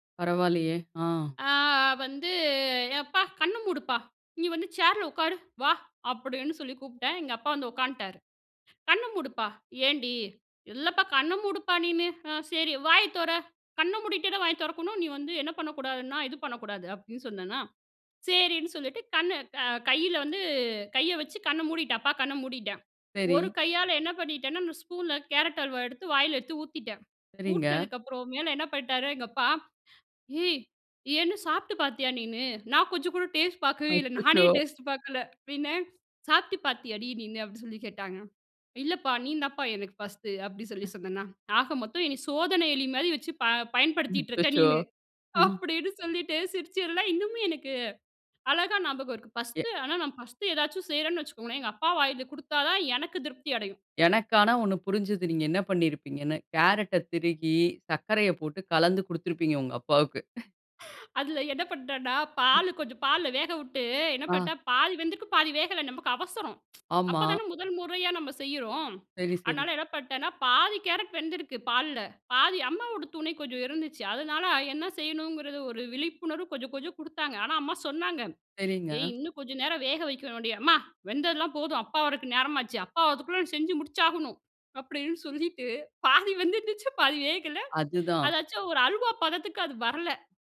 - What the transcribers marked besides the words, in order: inhale; inhale; laughing while speaking: "அச்சச்சோ!"; laughing while speaking: "அப்படின்னு சொல்லீட்டு"; laughing while speaking: "அச்சச்சோ! ம்"; laughing while speaking: "உங்க அப்பாவுக்கு!"; laughing while speaking: "அதில என்ன பண்டேன்னா"; tsk; inhale; inhale; laughing while speaking: "அப்படீன்னு சொல்லிட்டு பாதி வெந்துருந்துச்சு பாதி வேகல"; inhale
- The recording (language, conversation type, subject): Tamil, podcast, உங்கள் குழந்தைப் பருவத்தில் உங்களுக்கு உறுதுணையாக இருந்த ஹீரோ யார்?